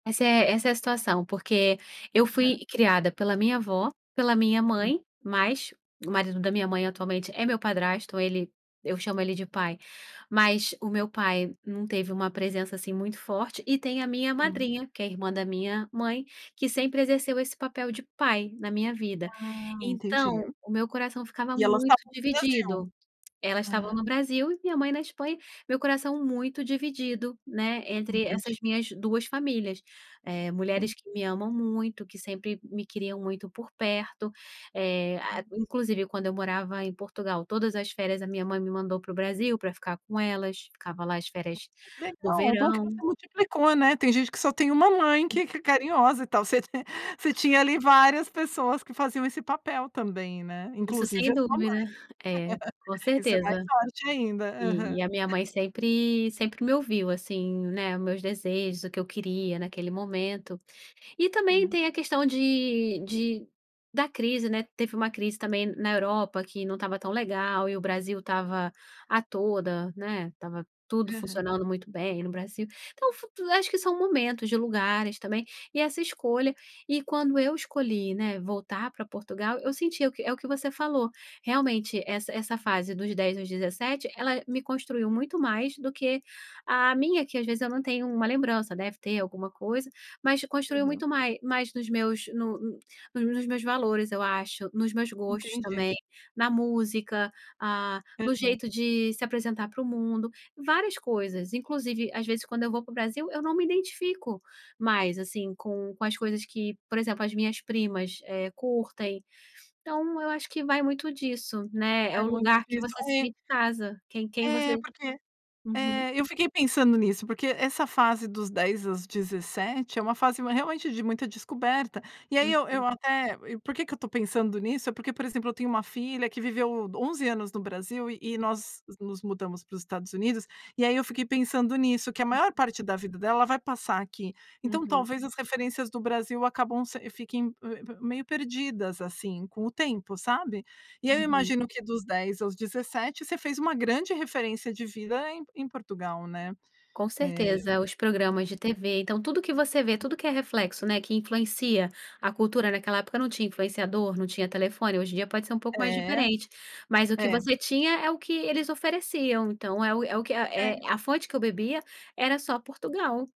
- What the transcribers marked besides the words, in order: other noise; other background noise; laugh; tapping
- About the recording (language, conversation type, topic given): Portuguese, podcast, Que escolha te levou pra onde você está hoje?